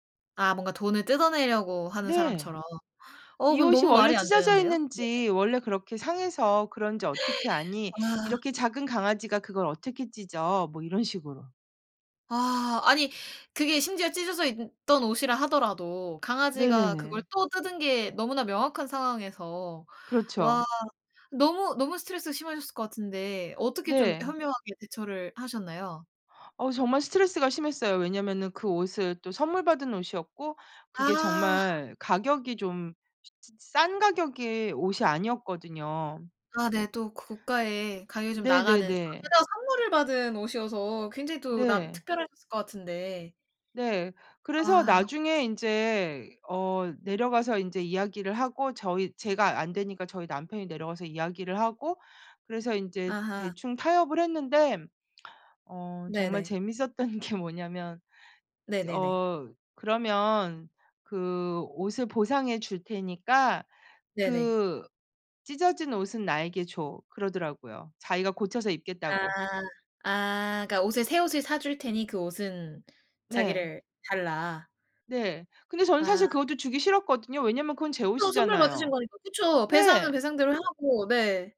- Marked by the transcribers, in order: gasp; other background noise; unintelligible speech; tapping; laughing while speaking: "재밌었던 게 뭐냐면"
- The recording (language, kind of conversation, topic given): Korean, podcast, 이웃 간 갈등이 생겼을 때 가장 원만하게 해결하는 방법은 무엇인가요?